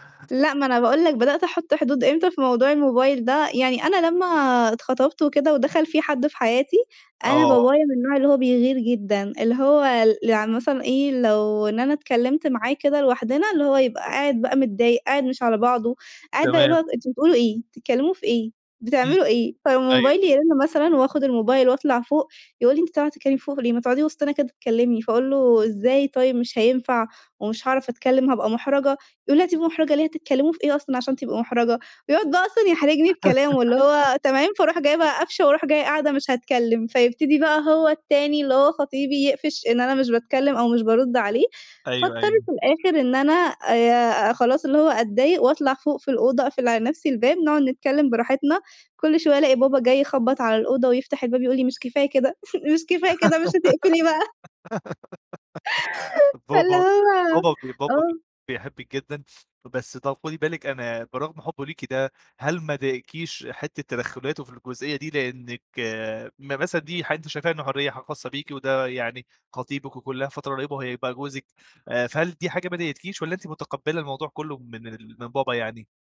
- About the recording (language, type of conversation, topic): Arabic, podcast, إزاي تحطّ حدود مع العيلة من غير ما حد يزعل؟
- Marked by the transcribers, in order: laugh; chuckle; laughing while speaking: "مش كفاية كده مش هتقفلي بقى؟"; giggle; laughing while speaking: "فاللي هو"